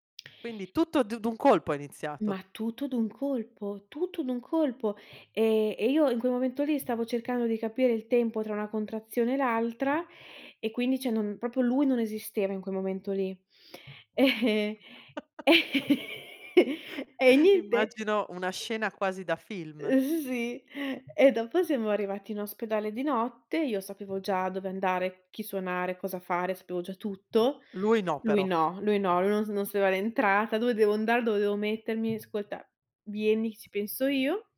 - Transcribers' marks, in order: "cioè" said as "ceh"; chuckle; chuckle; laughing while speaking: "e niente. Ehm sì"; other background noise; tapping
- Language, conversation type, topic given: Italian, podcast, Raccontami com’è andata la nascita del tuo primo figlio?